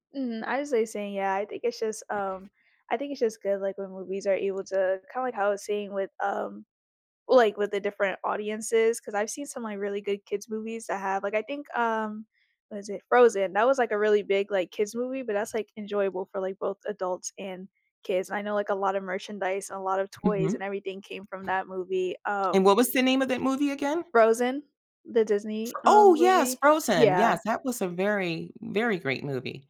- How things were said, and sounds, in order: tapping
- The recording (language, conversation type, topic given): English, unstructured, Do you think movies focused on selling merchandise affect the quality of storytelling?
- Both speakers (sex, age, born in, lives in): female, 20-24, United States, United States; female, 60-64, United States, United States